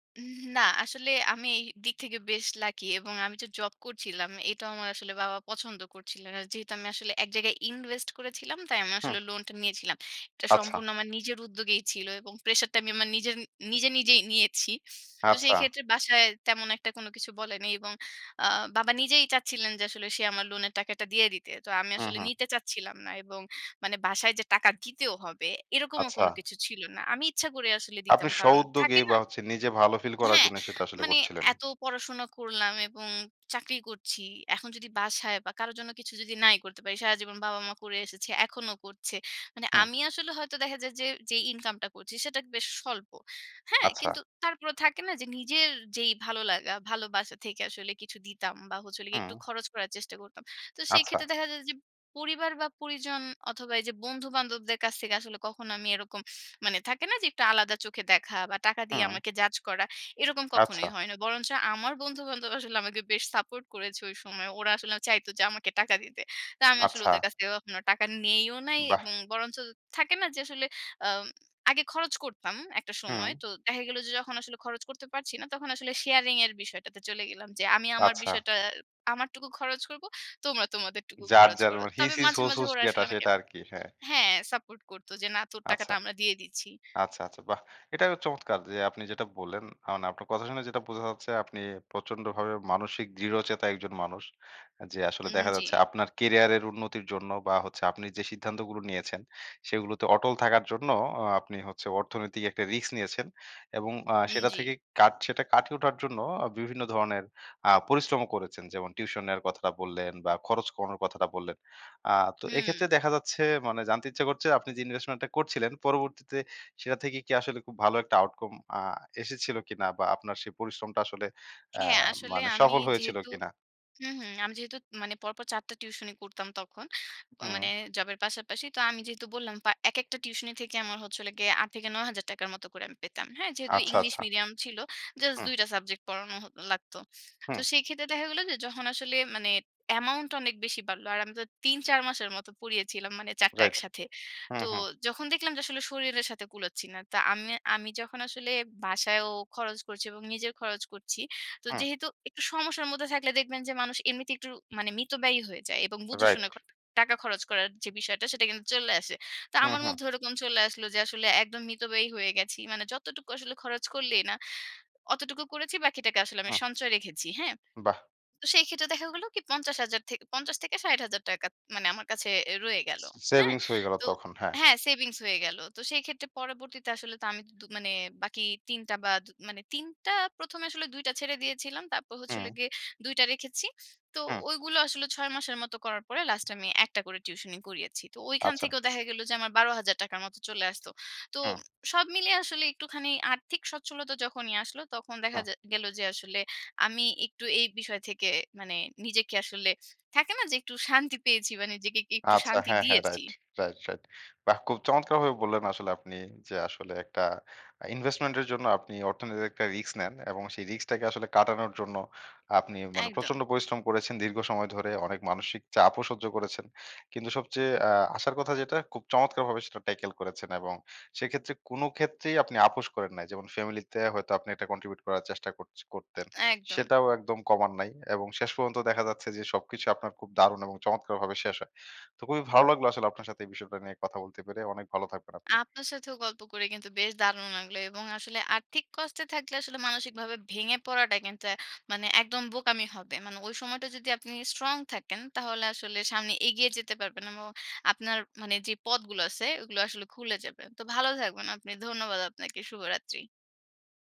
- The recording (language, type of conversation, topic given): Bengali, podcast, আর্থিক কষ্টে মানসিকভাবে টিকে থাকতে কী করো?
- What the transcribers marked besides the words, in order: in English: "invest"; tapping; in English: "judge"; in English: "sharing"; in English: "his his whose whose"; in English: "investment"; in English: "outcome"; "যেহেতু" said as "যেহেতুত"; "জাস্ট" said as "জাছ"; in English: "amount"; in English: "savings"; in English: "savings"; in English: "investment"; in English: "ট্যাকেল"; in English: "contribute"; "এবং" said as "এমো"